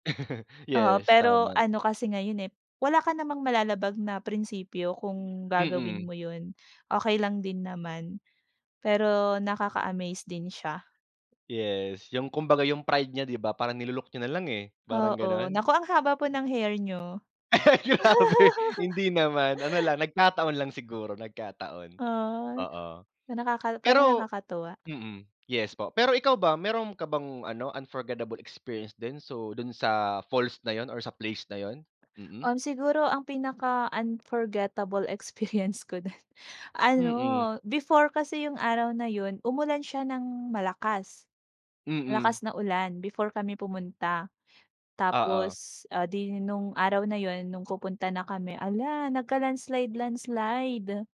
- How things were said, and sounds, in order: laugh; laugh
- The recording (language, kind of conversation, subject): Filipino, unstructured, Ano ang pinakatumatak na pangyayari sa bakasyon mo?